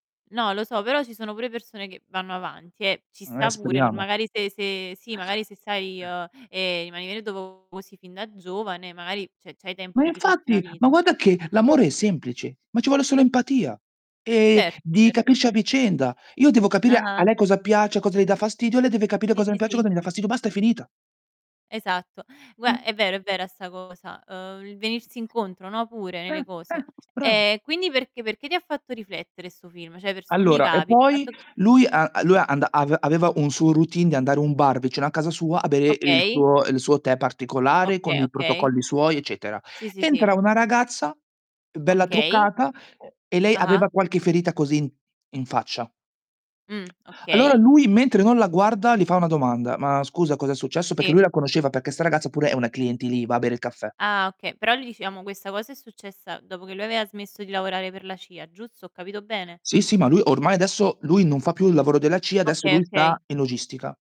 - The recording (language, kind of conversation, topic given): Italian, unstructured, Quale film o serie ti ha fatto riflettere di più?
- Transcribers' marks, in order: distorted speech; "cioè" said as "ceh"; other background noise; "Perché" said as "pecchè"; "aveva" said as "avea"